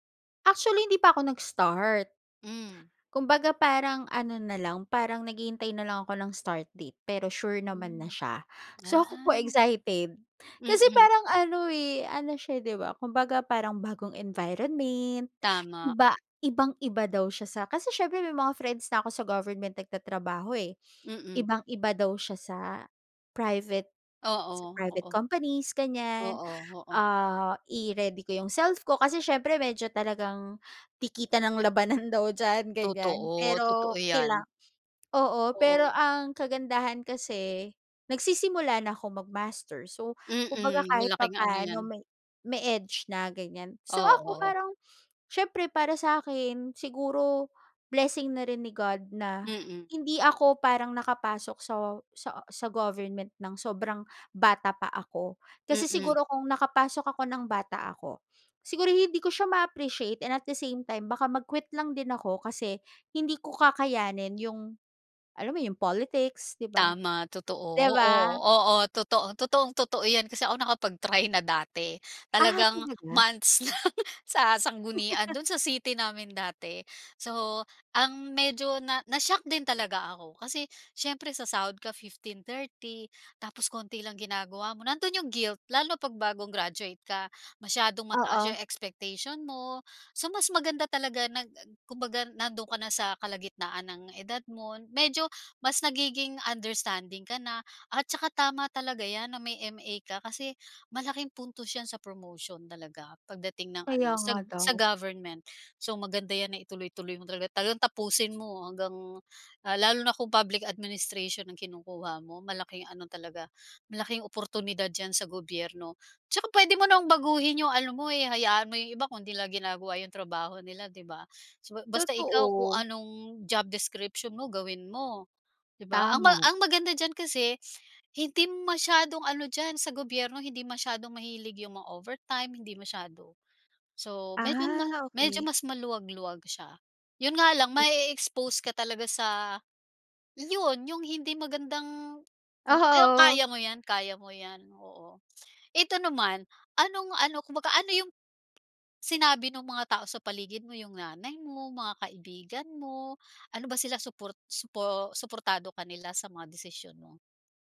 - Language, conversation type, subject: Filipino, podcast, May nangyari bang hindi mo inaasahan na nagbukas ng bagong oportunidad?
- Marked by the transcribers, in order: chuckle